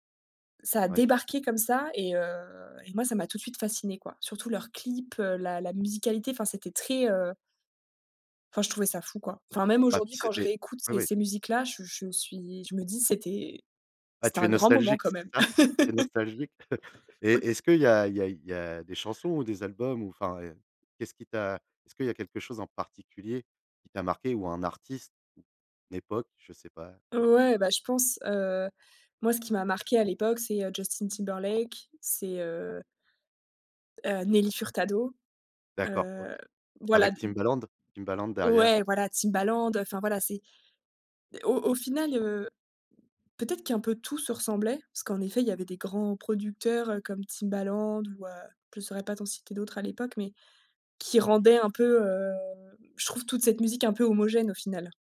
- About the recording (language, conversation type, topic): French, podcast, Comment tes goûts musicaux ont-ils changé avec le temps ?
- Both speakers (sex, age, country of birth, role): female, 30-34, France, guest; male, 35-39, France, host
- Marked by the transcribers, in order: chuckle; laugh; tapping; chuckle